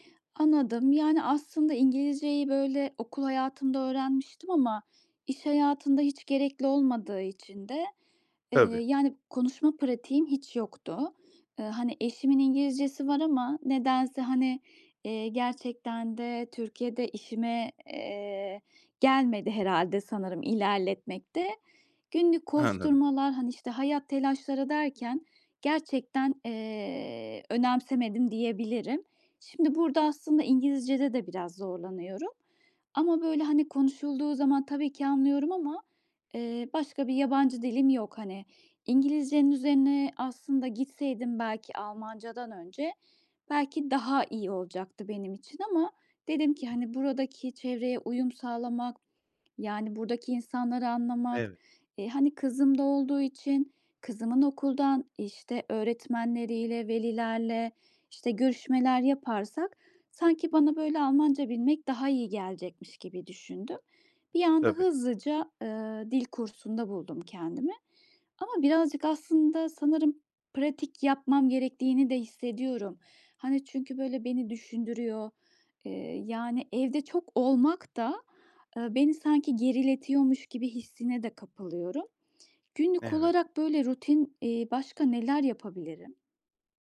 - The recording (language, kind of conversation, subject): Turkish, advice, Yeni işe başlarken yeni rutinlere nasıl uyum sağlayabilirim?
- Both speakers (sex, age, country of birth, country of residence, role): female, 35-39, Turkey, Austria, user; male, 30-34, Turkey, Greece, advisor
- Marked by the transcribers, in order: unintelligible speech; other background noise; tapping